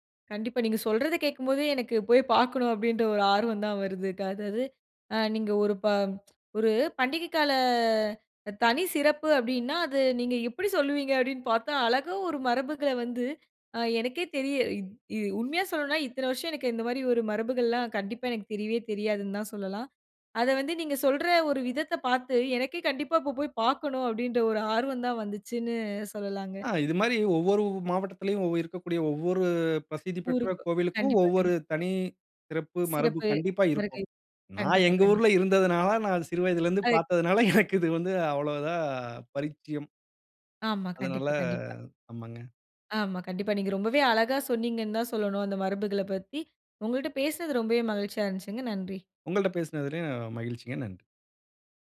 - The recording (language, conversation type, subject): Tamil, podcast, பண்டிகை நாட்களில் நீங்கள் பின்பற்றும் தனிச்சிறப்பு கொண்ட மரபுகள் என்னென்ன?
- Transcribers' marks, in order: unintelligible speech; tsk; put-on voice: "வருஷம்"; unintelligible speech; chuckle